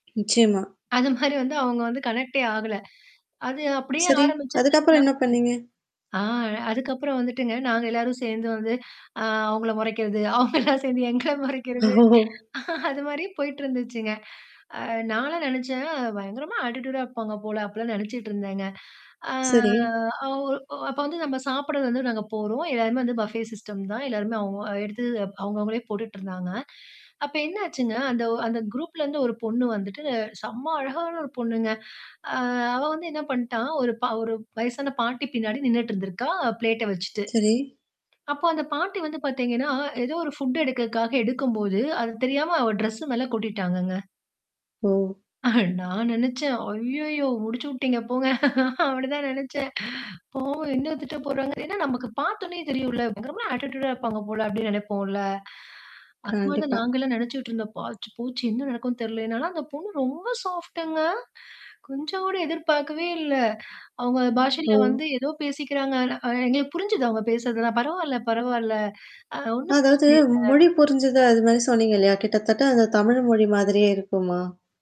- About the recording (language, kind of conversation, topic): Tamil, podcast, பொது விழாவில் ஒருவரைச் சந்தித்து பிடித்தால், அவர்களுடன் தொடர்பை எப்படி தொடர்வீர்கள்?
- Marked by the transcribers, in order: other background noise; laughing while speaking: "மாரி"; in English: "கனெக்டே"; distorted speech; laughing while speaking: "அவங்க எல்லாம் சேந்து எங்கள மொறைக்கிறது அது மாரி போயிட்டுருந்துச்சுங்க"; laughing while speaking: "ஓ!"; other noise; in English: "அட்டிட்யூடா"; drawn out: "ஆ"; mechanical hum; in English: "பஃபே சிஸ்டம்"; in English: "குரூப்லேருந்து"; static; in English: "ப்ளேட்ட"; in English: "ஃபுட்"; in English: "டிரெஸ்"; chuckle; laughing while speaking: "அப்படிதான் நெனச்சேன்"; in English: "ஆட்டிட்யூடா"; in English: "சாஃப்ட்ங்க"; tapping